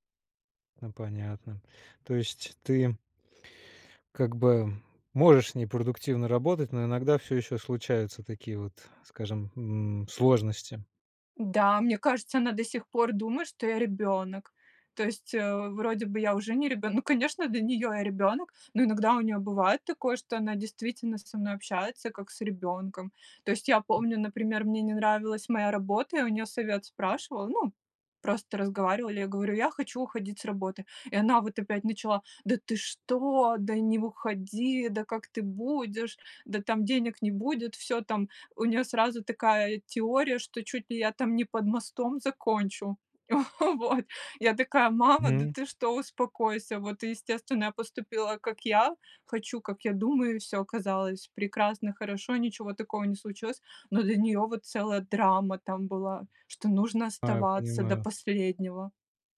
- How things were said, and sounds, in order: tapping; chuckle
- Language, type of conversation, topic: Russian, podcast, Что делать, когда семейные ожидания расходятся с вашими мечтами?
- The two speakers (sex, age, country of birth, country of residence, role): female, 35-39, Russia, Netherlands, guest; male, 30-34, Russia, Germany, host